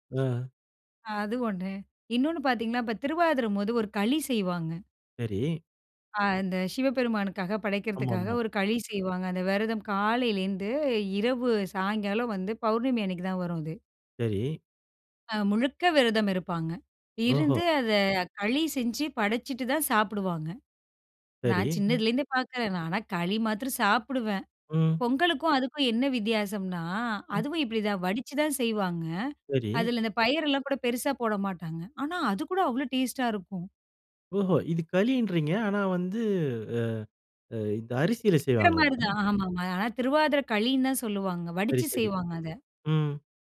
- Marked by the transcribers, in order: drawn out: "காலையிலேந்து"; surprised: "அது கூட அவ்ளோ டேஸ்ட்‌டா இருக்கும்"; in English: "டேஸ்ட்‌டா"; surprised: "ஓஹோ!"; drawn out: "வந்து"; other noise; "தான்" said as "திரும்பறதா"
- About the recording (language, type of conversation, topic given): Tamil, podcast, அம்மாவின் குறிப்பிட்ட ஒரு சமையல் குறிப்பை பற்றி சொல்ல முடியுமா?